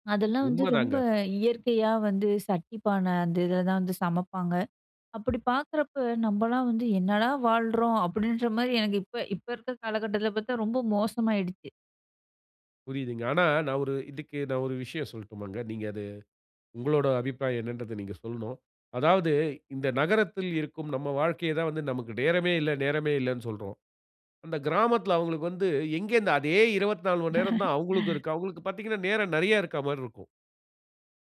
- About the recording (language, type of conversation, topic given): Tamil, podcast, காலை நேர நடைமுறையில் தொழில்நுட்பம் எவ்வளவு இடம் பெறுகிறது?
- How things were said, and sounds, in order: other background noise; laugh